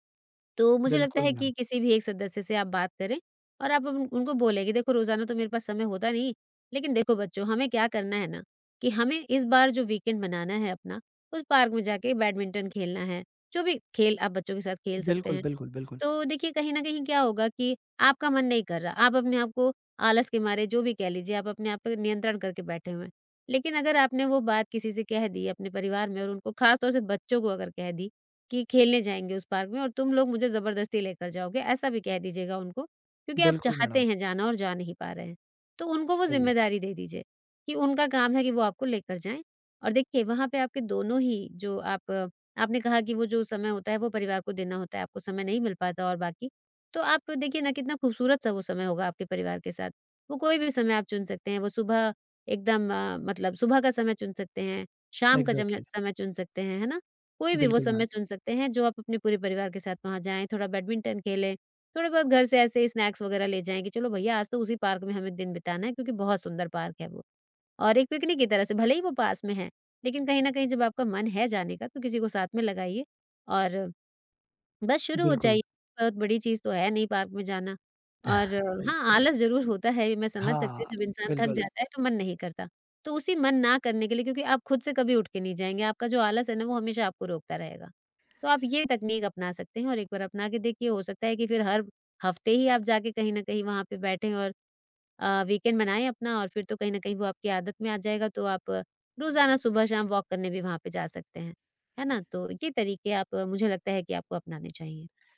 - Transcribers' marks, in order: other background noise; in English: "वीकेंड"; horn; in English: "एग्ज़ैक्टली"; in English: "स्नैक्स"; in English: "पिकनिक"; tapping; chuckle; in English: "वीकेंड"; in English: "वॉक"
- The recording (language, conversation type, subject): Hindi, advice, आप समय का गलत अनुमान क्यों लगाते हैं और आपकी योजनाएँ बार-बार क्यों टूट जाती हैं?